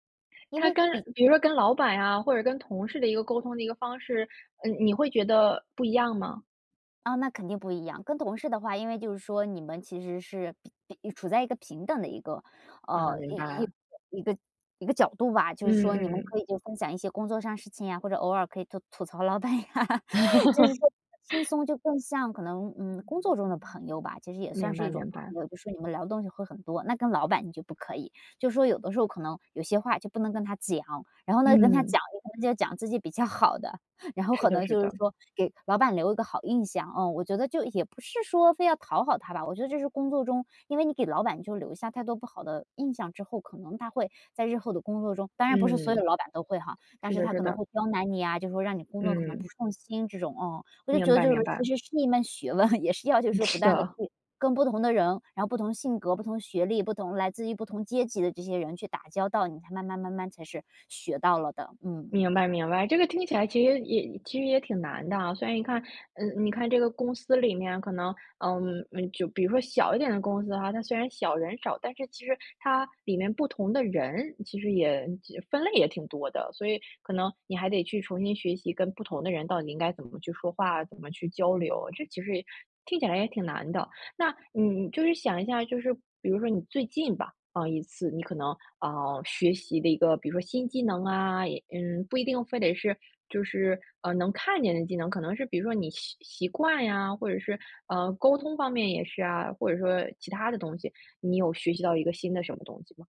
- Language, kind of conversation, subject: Chinese, podcast, 终身学习能带来哪些现实好处？
- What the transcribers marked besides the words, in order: laughing while speaking: "啊"; laugh; laughing while speaking: "好的"; other background noise; laughing while speaking: "问"